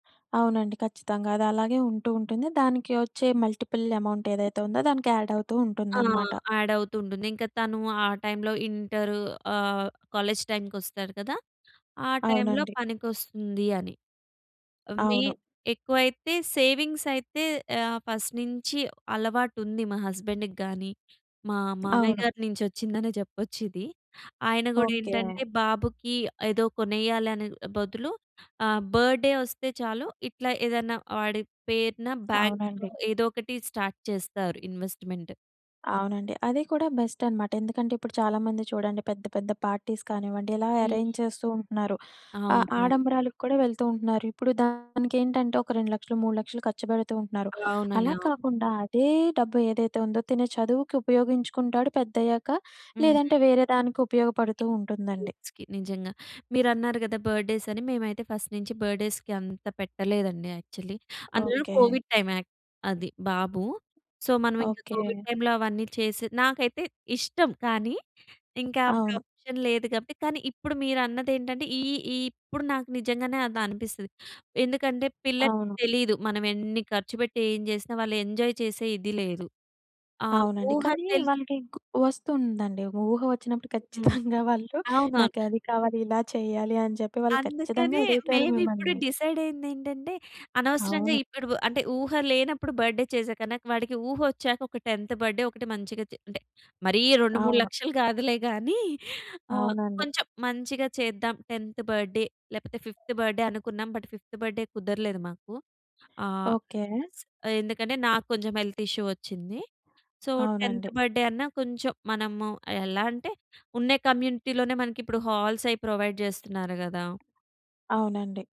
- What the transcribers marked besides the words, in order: in English: "మల్టిపుల్ అమౌంట్"; in English: "యాడ్"; in English: "యాడ్"; in English: "ఇంటర్"; in English: "కాలేజ్"; in English: "సేవింగ్స్"; in English: "ఫస్ట్"; in English: "హస్బండ్"; in English: "బర్డే"; in English: "బ్యాంక్‌లో"; in English: "స్టార్ట్"; in English: "ఇన్‌వస్ట్‌మెంట్"; in English: "బెస్ట్"; in English: "పార్టీస్"; in English: "అరేంజ్"; other background noise; in English: "కిడ్స్‌కి"; in English: "బర్డ్ డే‌స్"; in English: "ఫస్ట్"; in English: "బర్డేస్‌కి"; in English: "యాక్చువలీ"; in English: "కోవిడ్ టైమ్"; in English: "సో"; in English: "కోవిడ్ టైమ్‌లో"; in English: "ఆప్షన్"; in English: "ఎంజాయ్"; in English: "బర్డే"; in English: "టెంత్ బర్డ్ డే"; in English: "టెంత్ బర్డే"; in English: "ఫిఫ్త్ బర్త్డే"; in English: "బట్ ఫిఫ్త్ బర్డే"; in English: "హెల్త్ ఇష్యూ"; in English: "సో, టెంత్ బర్డే"; in English: "కమ్యూనిటీలోనే"; in English: "హాల్స్"; in English: "ప్రొవైడ్"
- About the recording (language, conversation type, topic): Telugu, podcast, తల్లితండ్రితనం వల్ల మీలో ఏ మార్పులు వచ్చాయో చెప్పగలరా?